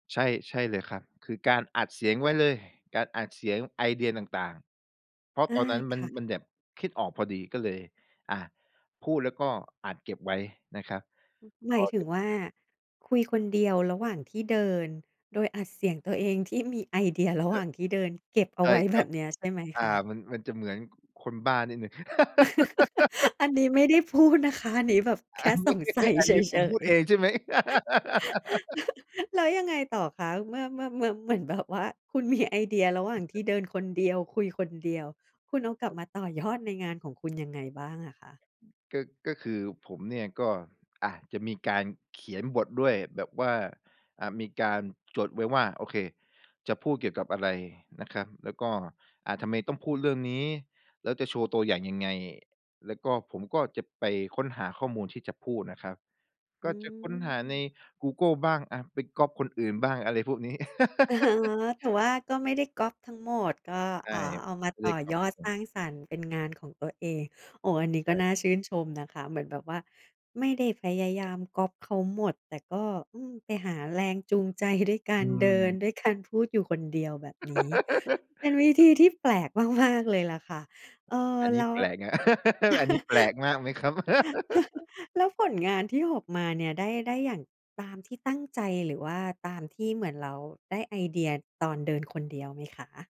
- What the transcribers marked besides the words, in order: other background noise; other noise; tapping; laugh; laughing while speaking: "พูดนะคะ"; laughing while speaking: "นี้"; laugh; laugh; chuckle; laugh; laugh; laugh; chuckle; laugh
- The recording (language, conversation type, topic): Thai, podcast, คุณมีพิธีกรรมเล็กๆ ก่อนเริ่มสร้างอะไรไหม?